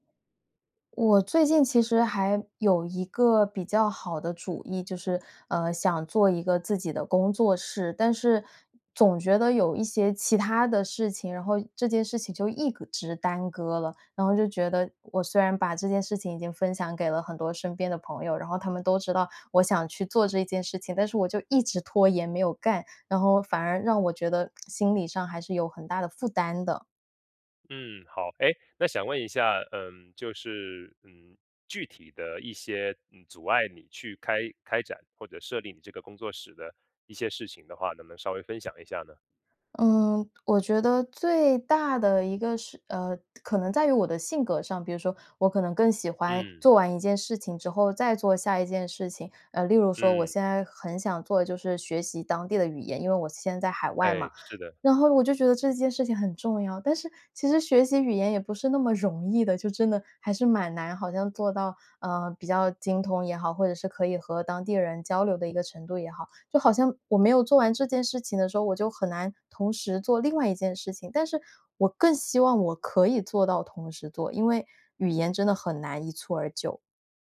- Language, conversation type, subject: Chinese, advice, 我总是拖延，无法开始新的目标，该怎么办？
- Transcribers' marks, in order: other background noise